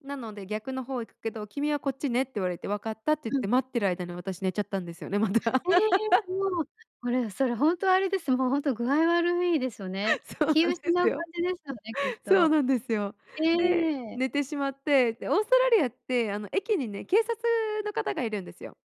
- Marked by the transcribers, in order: laughing while speaking: "また"; laugh; laugh
- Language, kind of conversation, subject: Japanese, podcast, 見知らぬ人に助けられたことはありますか？